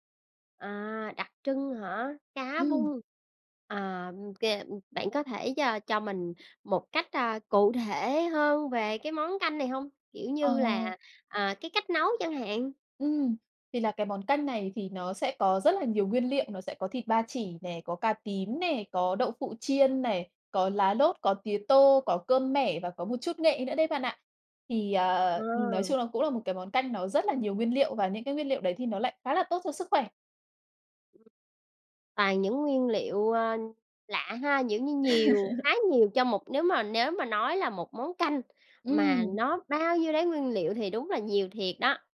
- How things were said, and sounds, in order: tapping; other background noise; "Kiểu" said as "Nhiểu"; laugh
- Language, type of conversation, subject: Vietnamese, podcast, Món ăn giúp bạn giữ kết nối với người thân ở xa như thế nào?